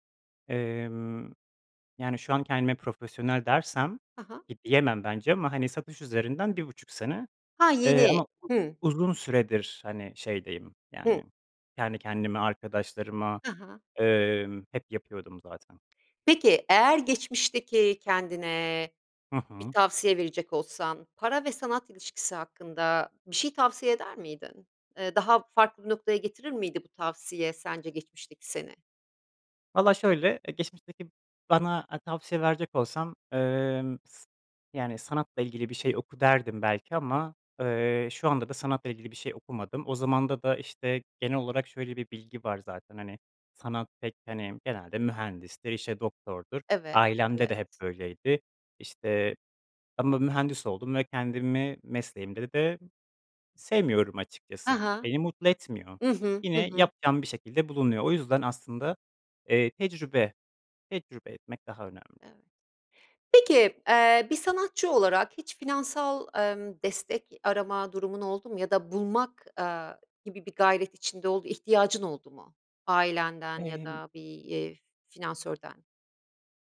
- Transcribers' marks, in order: other background noise; unintelligible speech
- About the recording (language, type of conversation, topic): Turkish, podcast, Sanat ve para arasında nasıl denge kurarsın?